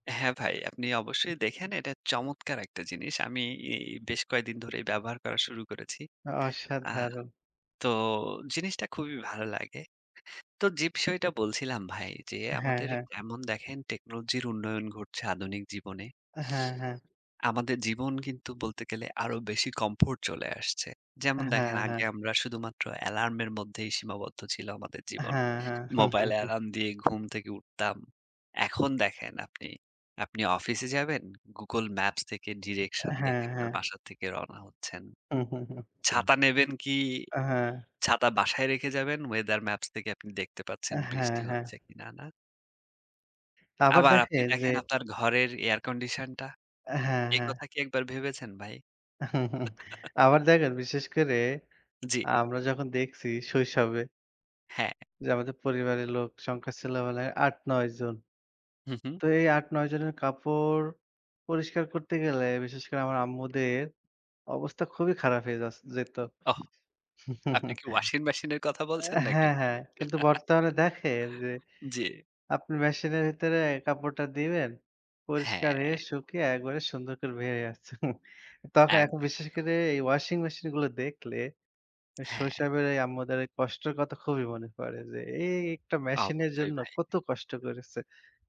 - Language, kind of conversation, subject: Bengali, unstructured, আপনার কি মনে হয় প্রযুক্তি আমাদের জীবনকে সহজ করেছে?
- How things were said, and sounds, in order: tapping; chuckle; chuckle; chuckle; laugh; chuckle; laugh; "আসছে" said as "আচ্ছে"; chuckle; "শৈশবের" said as "শৈশাবের"